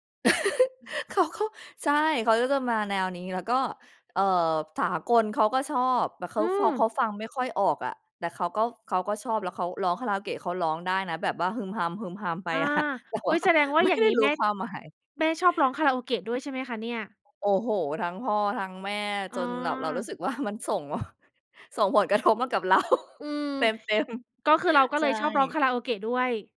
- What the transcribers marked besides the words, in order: chuckle; other noise; laughing while speaking: "อะ แต่ว่าไม่ได้รู้ความหมาย"; laughing while speaking: "ว่า มันส่ง ส่งผลกระทบมากับเรา เต็ม ๆ"; chuckle
- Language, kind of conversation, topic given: Thai, podcast, เพลงไหนที่พ่อแม่เปิดในบ้านแล้วคุณติดใจมาจนถึงตอนนี้?